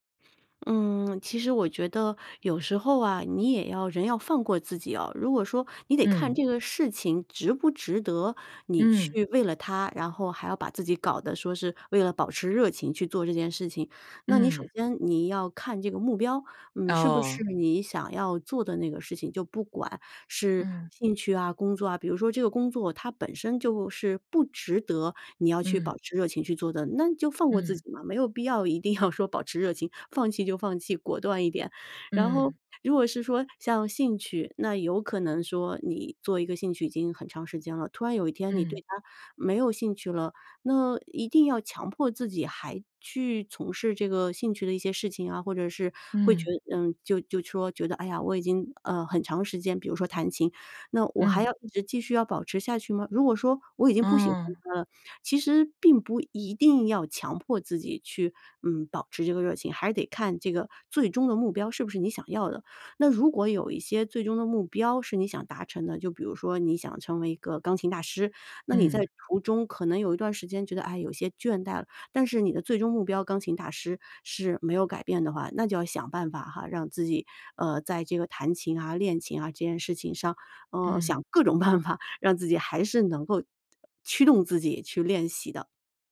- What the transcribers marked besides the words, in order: laughing while speaking: "要"; other background noise; laughing while speaking: "办法"
- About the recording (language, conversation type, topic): Chinese, podcast, 你是怎么保持长期热情不退的？